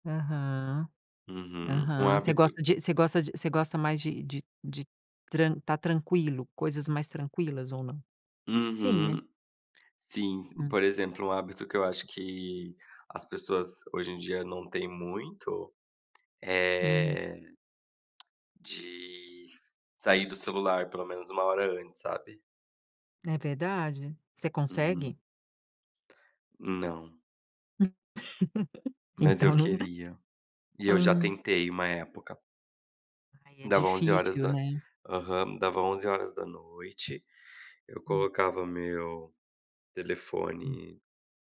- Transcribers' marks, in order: tapping; laugh
- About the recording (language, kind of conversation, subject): Portuguese, podcast, Qual hábito antes de dormir ajuda você a relaxar?